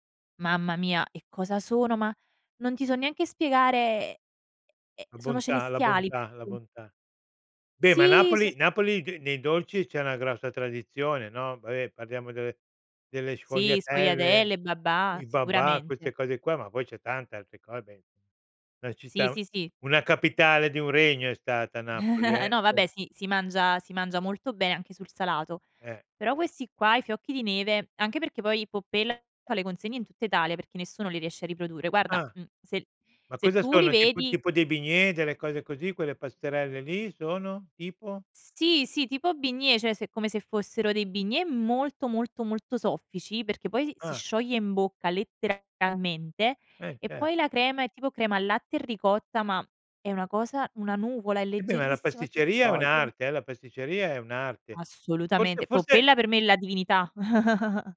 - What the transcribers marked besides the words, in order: unintelligible speech; chuckle; "cioè" said as "ceh"; chuckle
- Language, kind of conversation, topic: Italian, podcast, Qual è il piatto che ti consola sempre?